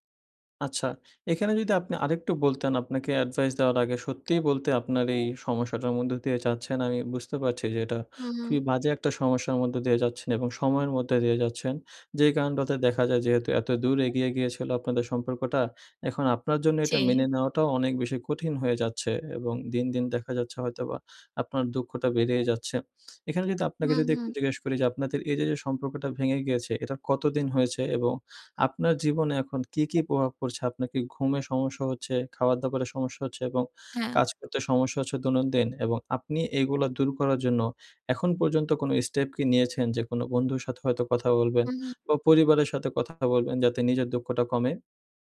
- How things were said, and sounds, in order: none
- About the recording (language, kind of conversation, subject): Bengali, advice, ব্রেকআপের পর প্রচণ্ড দুঃখ ও কান্না কীভাবে সামলাব?